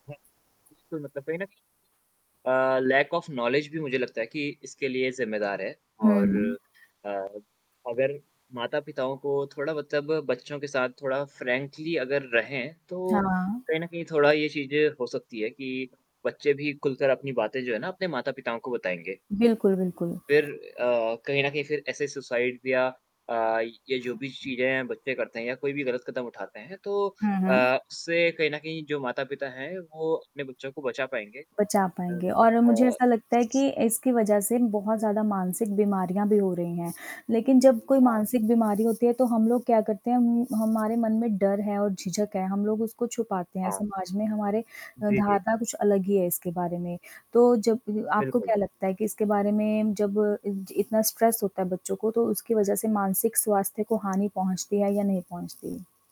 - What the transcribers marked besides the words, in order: distorted speech; in English: "लैक ऑफ़ नॉलेज"; tapping; static; in English: "फ्रैंकली"; in English: "सुसाइड"; other background noise; in English: "स्ट्रेस"
- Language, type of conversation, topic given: Hindi, unstructured, क्या पढ़ाई के तनाव के कारण बच्चे आत्महत्या जैसा कदम उठा सकते हैं?